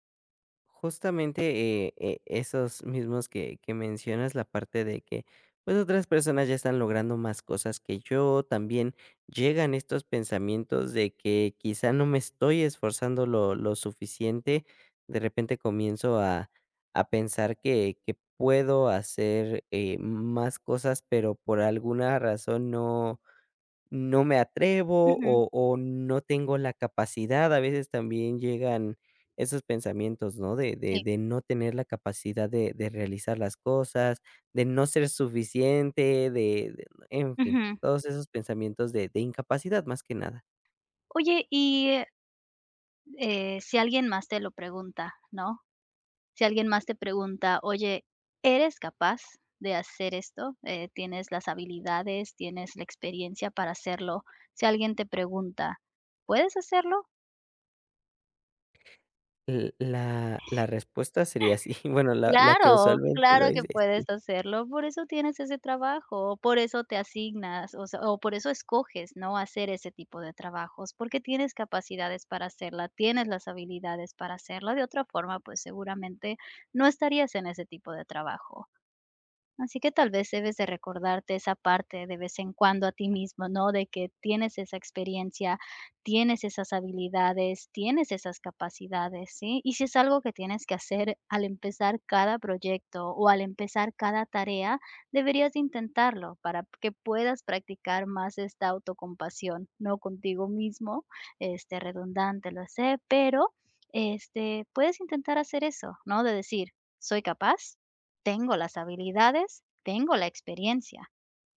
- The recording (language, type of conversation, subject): Spanish, advice, ¿Cómo puedo manejar pensamientos negativos recurrentes y una autocrítica intensa?
- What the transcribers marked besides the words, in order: other background noise; tapping; laughing while speaking: "sí"; chuckle